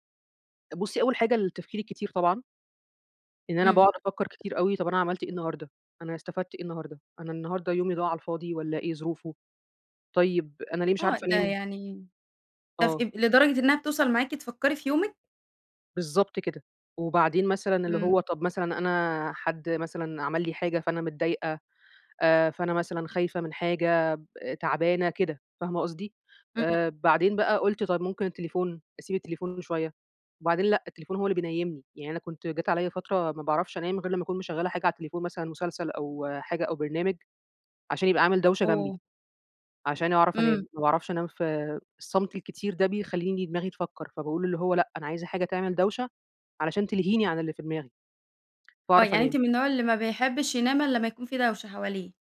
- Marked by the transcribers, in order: tapping
- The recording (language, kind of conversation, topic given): Arabic, podcast, إيه طقوسك بالليل قبل النوم عشان تنام كويس؟